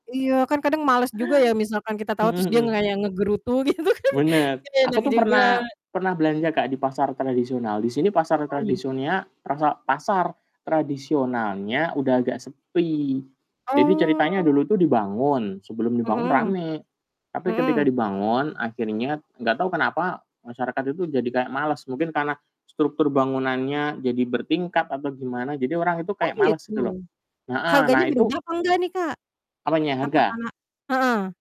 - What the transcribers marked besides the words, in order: other background noise; static; laughing while speaking: "gitu kan"
- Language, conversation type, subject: Indonesian, unstructured, Bagaimana kamu biasanya menawar harga saat belanja?